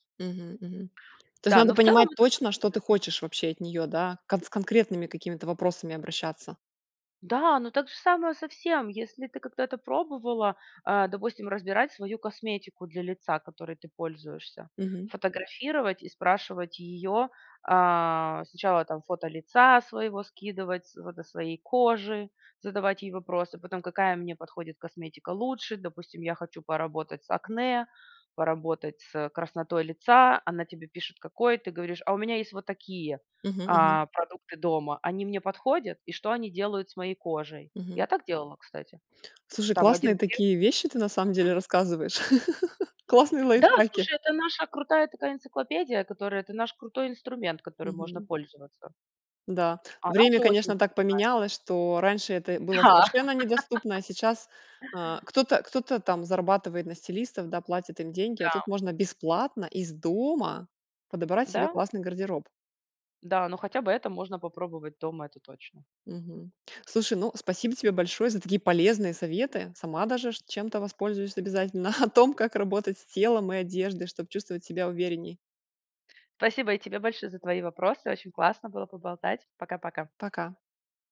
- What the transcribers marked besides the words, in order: other background noise; laugh; tapping; laugh; chuckle
- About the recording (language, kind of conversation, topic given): Russian, podcast, Как работать с телом и одеждой, чтобы чувствовать себя увереннее?